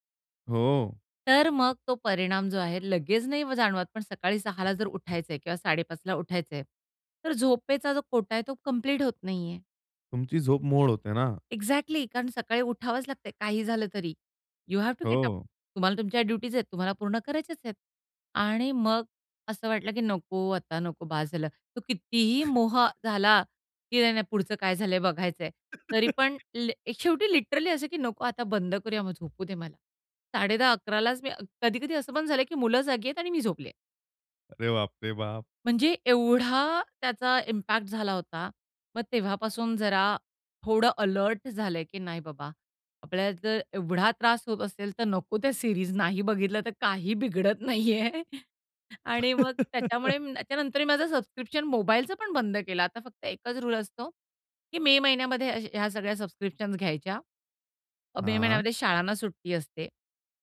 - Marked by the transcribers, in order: in English: "एक्झॅक्टली"; in English: "यू ह्याव टू गेट अप"; other noise; laugh; in English: "लिटरली"; in English: "इम्पॅक्ट"; in English: "अलर्ट"; in English: "सीरीज"; laughing while speaking: "नाही आहे"; laugh; in English: "सबस्क्रिप्शन"; in English: "सबस्क्रिप्शन्स"
- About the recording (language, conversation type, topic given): Marathi, podcast, डिजिटल डिटॉक्स तुमच्या विश्रांतीला कशी मदत करतो?